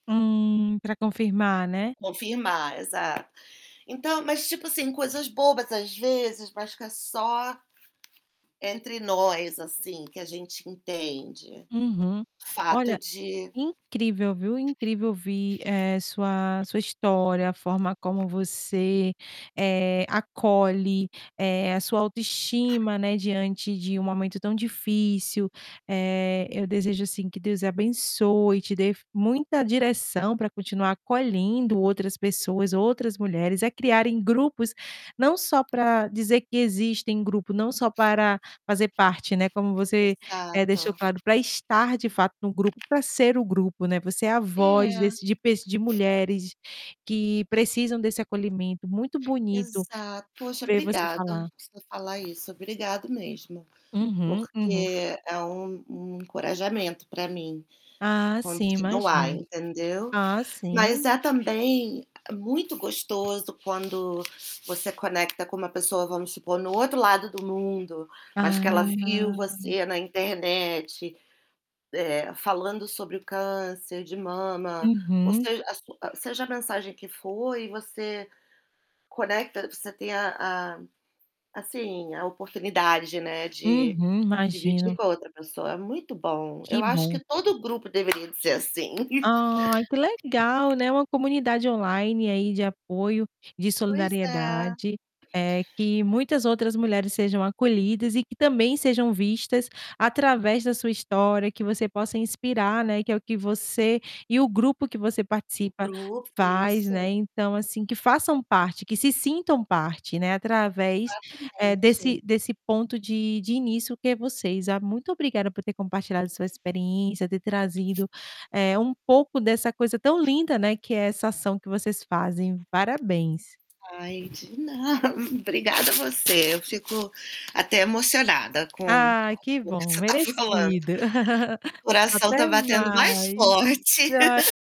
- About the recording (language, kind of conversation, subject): Portuguese, podcast, O que faz alguém se sentir parte de um grupo?
- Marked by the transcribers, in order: static; distorted speech; tapping; other background noise; drawn out: "Ah"; chuckle; laughing while speaking: "na"; laugh; unintelligible speech; laugh